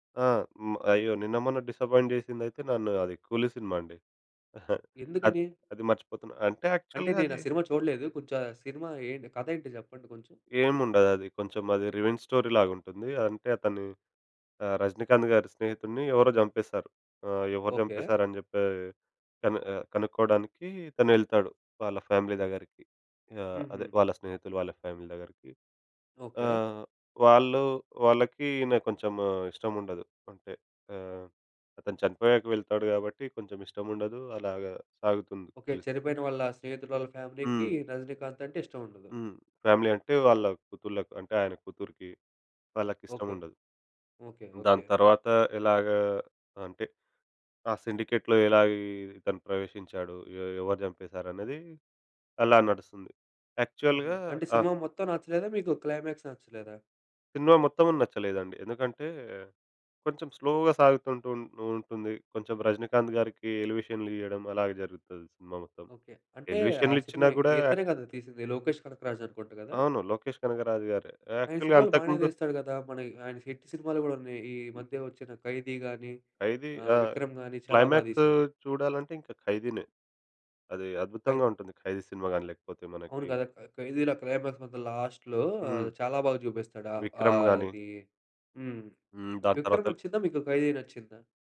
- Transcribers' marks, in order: in English: "డిస్సపాయింట్"; giggle; in English: "యాక్చువల్‌గా"; in English: "రివెంజ్ స్టోరీ‌లాగుంటుంది"; other background noise; in English: "ఫ్యామిలీ"; in English: "ఫ్యామిలీ"; tapping; in English: "ఫిలిం"; in English: "ఫ్యామిలీ‌కి"; in English: "ఫ్యామిలీ"; in English: "యాక్చువల్‌గా"; in English: "క్లైమాక్స్"; in English: "స్లోగా"; in English: "ఎలివేషన్‌లియ్యడం"; in English: "యాక్చువల్‌గా"; in English: "హిట్"; in English: "క్లైమాక్స్"; in English: "లాస్ట్‌లో"
- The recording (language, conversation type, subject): Telugu, podcast, సినిమాకు ఏ రకమైన ముగింపు ఉంటే బాగుంటుందని మీకు అనిపిస్తుంది?